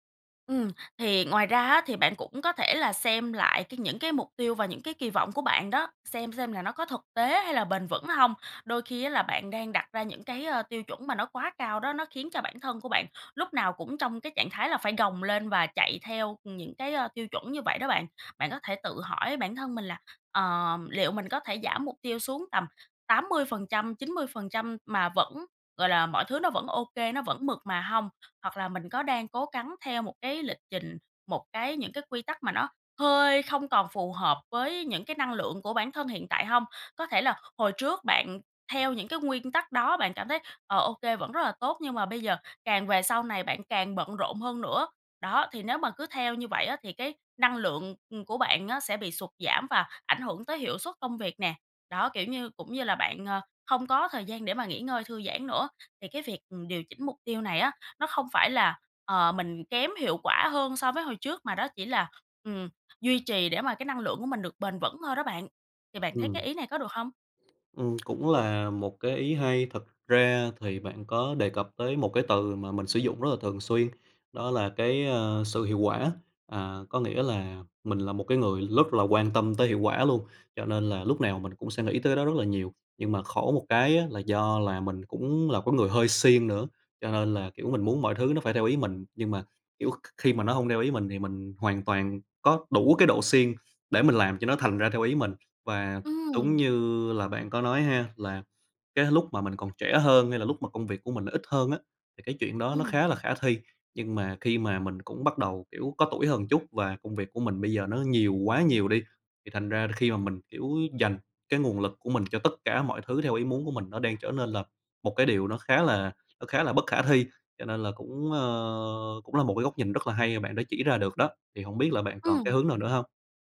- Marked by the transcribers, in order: tapping; "gắng" said as "cắng"; "rất" said as "lất"
- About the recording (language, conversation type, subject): Vietnamese, advice, Bạn đang tự kỷ luật quá khắt khe đến mức bị kiệt sức như thế nào?